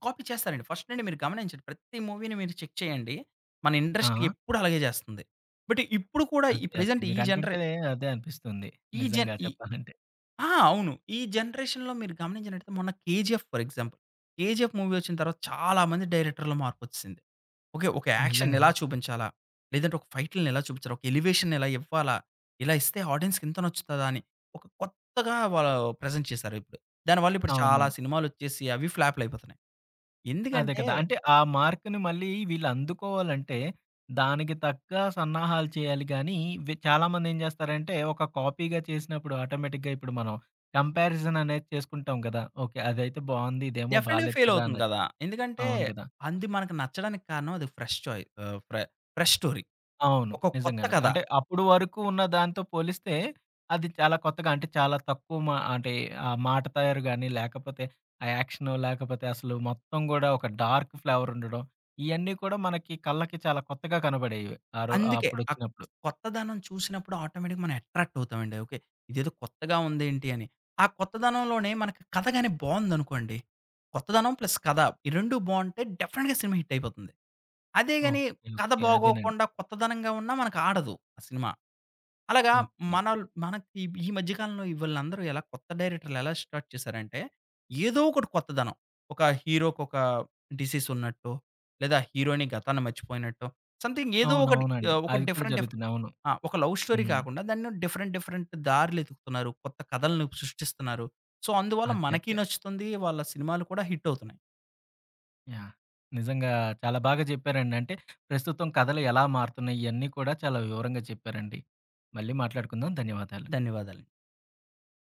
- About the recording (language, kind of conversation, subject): Telugu, podcast, సిరీస్‌లను వరుసగా ఎక్కువ ఎపిసోడ్‌లు చూడడం వల్ల కథనాలు ఎలా మారుతున్నాయని మీరు భావిస్తున్నారు?
- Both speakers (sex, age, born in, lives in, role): male, 30-34, India, India, guest; male, 30-34, India, India, host
- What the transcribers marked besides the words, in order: in English: "కాపీ"; in English: "ఫస్ట్"; in English: "మూవీని"; in English: "చెక్"; in English: "ఇండస్ట్రీ"; in English: "బట్"; in English: "ప్రెజెంట్"; in English: "జనరేషన్‌లో"; in English: "ఫర్ ఎగ్జాంపుల్"; in English: "మూవీ"; in English: "డైరెక్టర్‌లో"; in English: "యాక్షన్"; in English: "ఎలివేషన్"; in English: "ఆడియెన్స్‌కి"; in English: "ప్రెజెంట్"; other background noise; in English: "మార్క్‌ని"; in English: "కాపీగా"; in English: "ఆటోమేటిక్‌గా"; in English: "కంపారిజన్"; in English: "డెఫనెట్‌గా ఫెయిల్"; tapping; in English: "ఫ్రెష్"; in English: "ఫ్రెష్ స్టోరీ"; in English: "డార్క్ ఫ్లేవర్"; in English: "ఆటోమేటిక్‌గా"; in English: "అట్రాక్ట్"; in English: "ప్లస్"; in English: "డెఫ్‌నెట్‌గా"; in English: "స్టార్ట్"; in English: "డిసీస్"; in English: "సంథింగ్"; in English: "డిఫరెంట్ డిఫ్"; in English: "లవ్ స్టోరీ"; in English: "డిఫరెంట్ డిఫరెంట్"; in English: "సో"; in English: "హిట్"